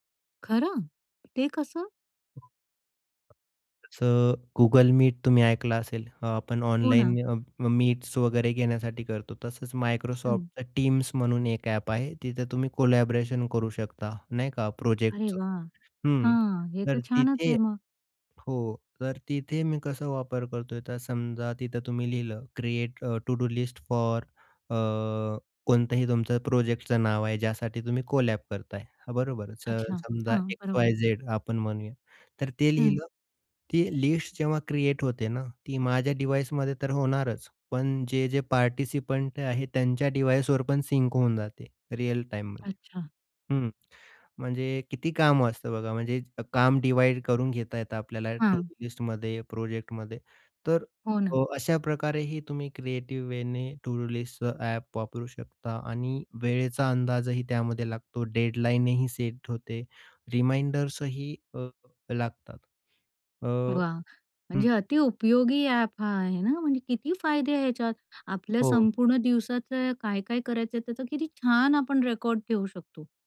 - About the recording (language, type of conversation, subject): Marathi, podcast, प्रभावी कामांची यादी तुम्ही कशी तयार करता?
- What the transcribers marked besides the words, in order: other background noise; tapping; in English: "कोलॅबोरेशन"; in English: "टू-डू लिस्ट फॉर"; in English: "कोलॅब"; in English: "डिव्हाइसमध्ये"; in English: "डिव्हाइसवर"; in English: "सिंक"; in English: "डिव्हाईड"; in English: "टूडू लिस्टमध्ये"; in English: "टूडू लिस्टचं"; in English: "रिमाइंडर्सही"